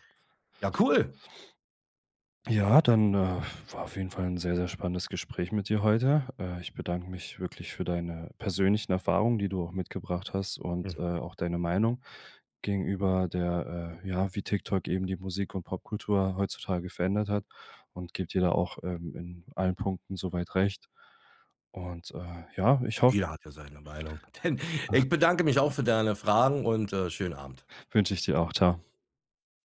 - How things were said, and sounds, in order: other noise; chuckle; laughing while speaking: "Dann"; chuckle
- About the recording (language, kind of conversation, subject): German, podcast, Wie verändert TikTok die Musik- und Popkultur aktuell?